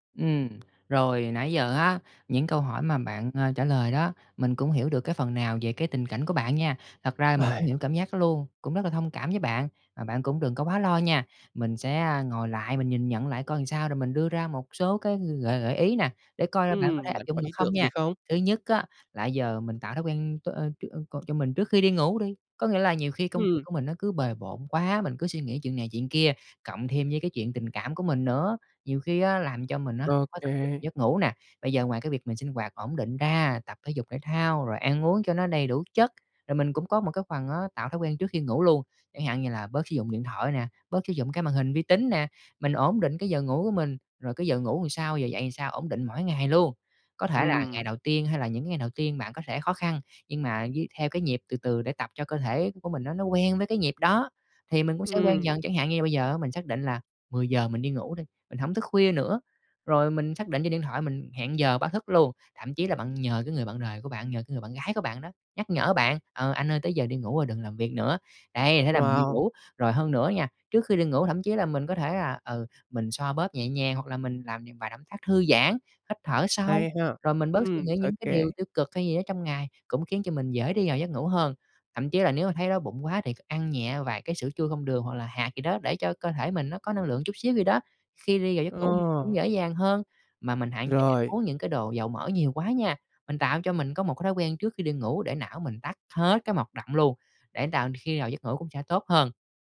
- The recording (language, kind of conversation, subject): Vietnamese, advice, Vì sao tôi thường thức dậy vẫn mệt mỏi dù đã ngủ đủ giấc?
- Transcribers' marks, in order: tapping; sigh; "làm" said as "ừn"; "làm" said as "ừn"; "làm" said as "ừn"; other background noise